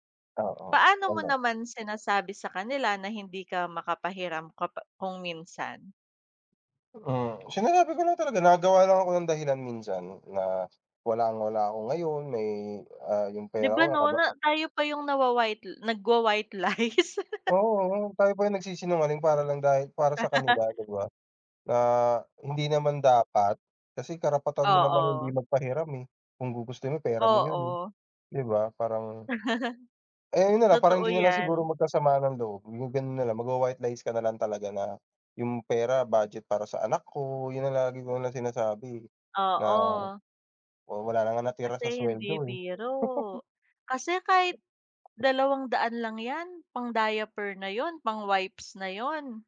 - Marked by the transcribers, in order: other background noise; dog barking; laugh; laugh; other noise; chuckle; tapping; chuckle
- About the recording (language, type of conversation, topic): Filipino, unstructured, Paano mo hinarap ang taong palaging nanghihiram sa’yo ng pera?